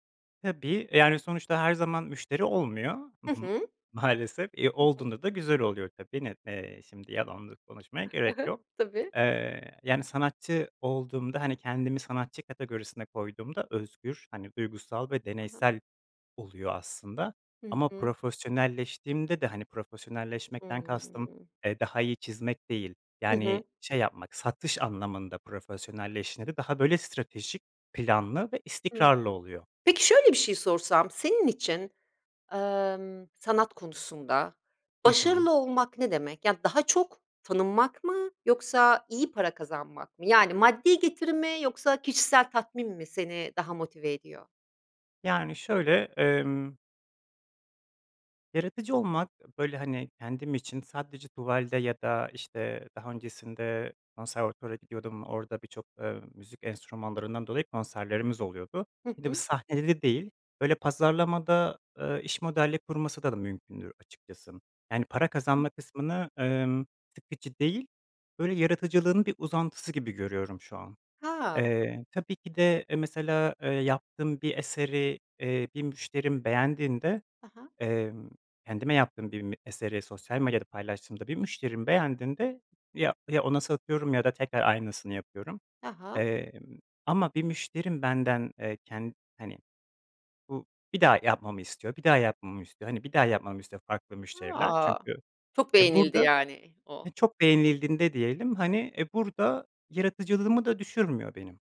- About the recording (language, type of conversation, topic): Turkish, podcast, Sanat ve para arasında nasıl denge kurarsın?
- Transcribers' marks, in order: laughing while speaking: "Maalesef"; chuckle; tapping